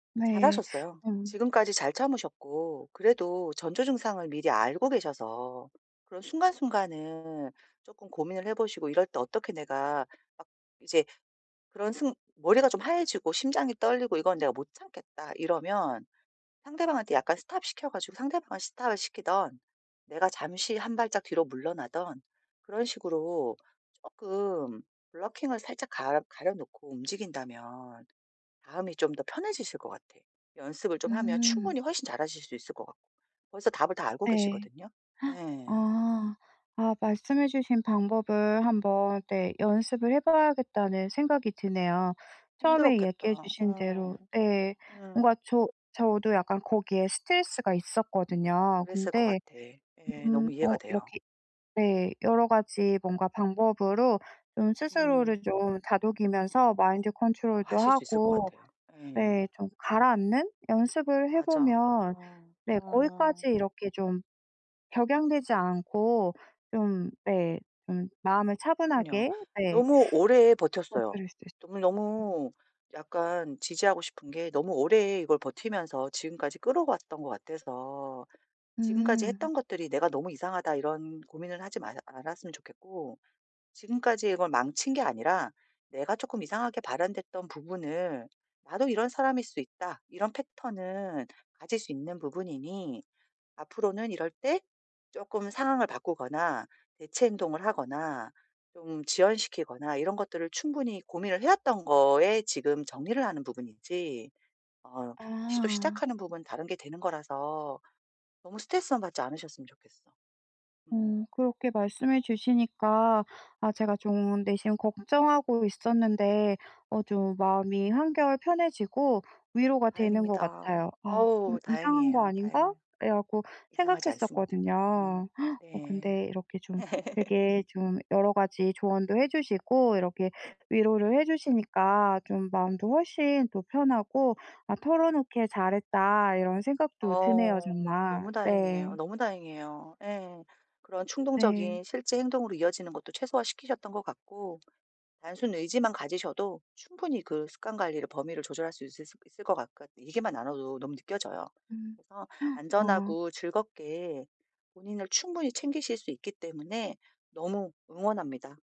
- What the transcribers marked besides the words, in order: tapping; put-on voice: "stop"; put-on voice: "stop"; put-on voice: "블러킹을"; in English: "블러킹을"; gasp; other background noise; put-on voice: "마인드 컨트롤도"; unintelligible speech; laugh
- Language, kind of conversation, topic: Korean, advice, 충동과 갈망을 더 잘 알아차리려면 어떻게 해야 할까요?